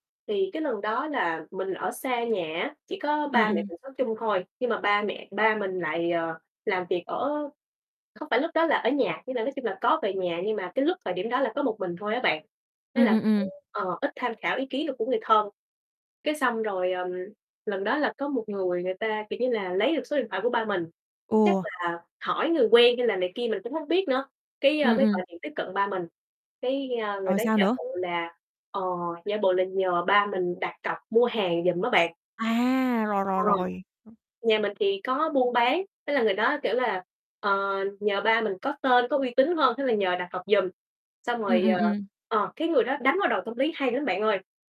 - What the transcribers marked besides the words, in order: tapping; distorted speech; other background noise
- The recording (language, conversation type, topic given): Vietnamese, podcast, Bạn đã từng bị lừa trên mạng chưa, và bạn học được gì từ trải nghiệm đó?